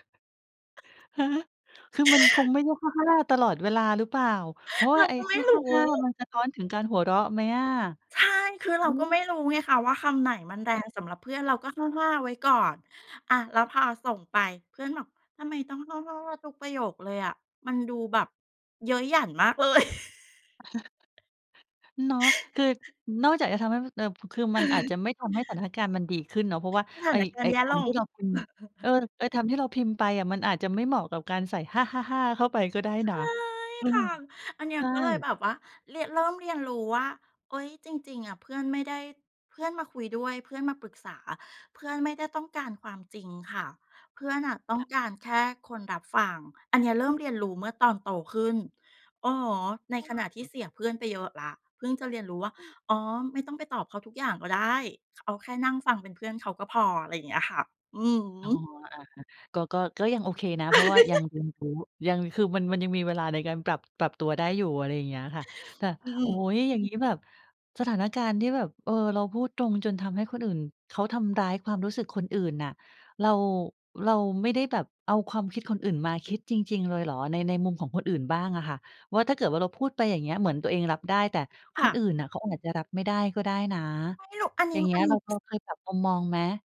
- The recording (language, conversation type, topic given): Thai, podcast, คุณรับมือกับความกลัวที่จะพูดความจริงอย่างไร?
- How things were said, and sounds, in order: laugh; other background noise; tapping; chuckle; other noise; chuckle; chuckle; chuckle